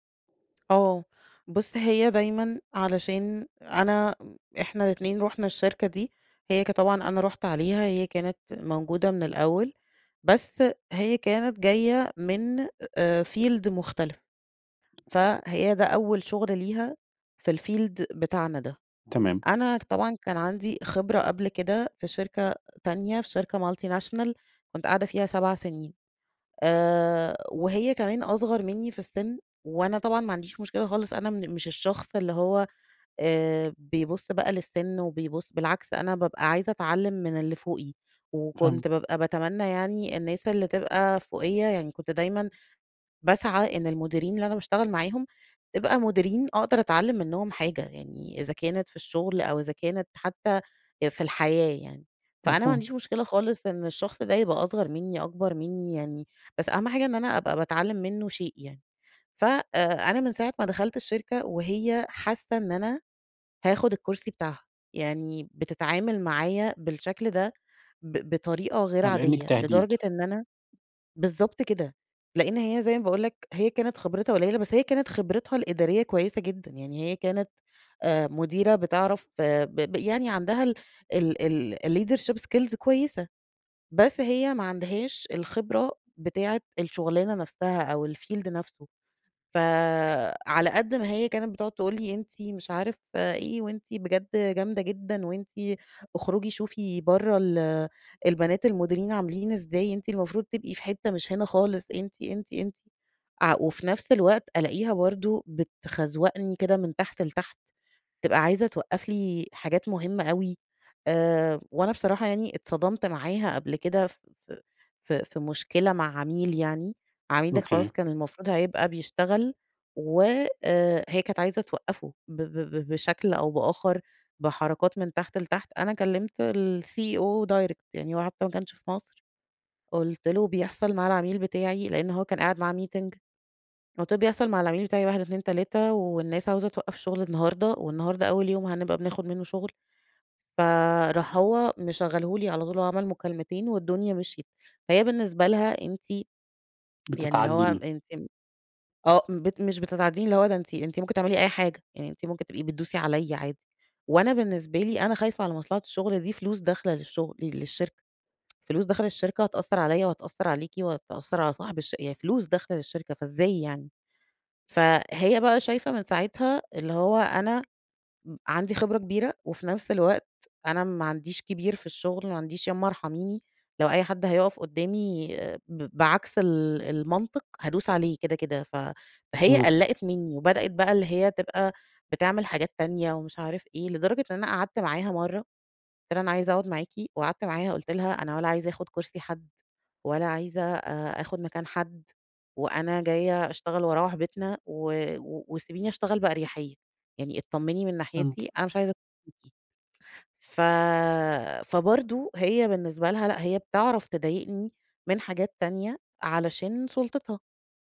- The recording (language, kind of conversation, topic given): Arabic, advice, ازاي أتفاوض على زيادة في المرتب بعد سنين من غير ترقية؟
- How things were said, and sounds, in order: in English: "field"; in English: "الfield"; tapping; in English: "multinational"; in English: "الleadership skills"; in English: "الfield"; other background noise; in English: "الCEO direct"; in English: "meeting"; tsk; unintelligible speech